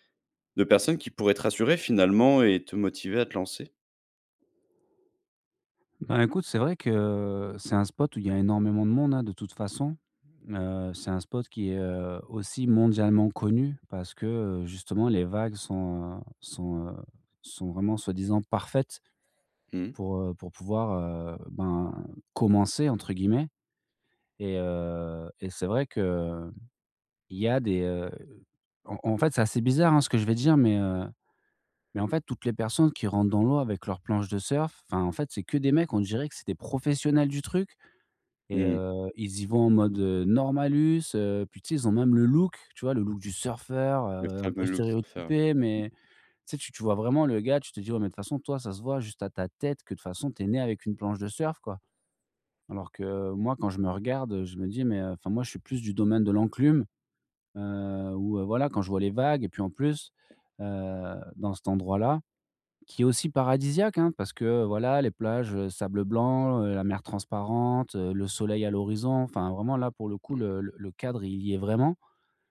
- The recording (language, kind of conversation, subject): French, advice, Comment puis-je surmonter ma peur d’essayer une nouvelle activité ?
- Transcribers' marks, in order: stressed: "parfaites"; stressed: "commencer"; "normalus" said as "normal"; stressed: "surfeur"; stressed: "tête"; tapping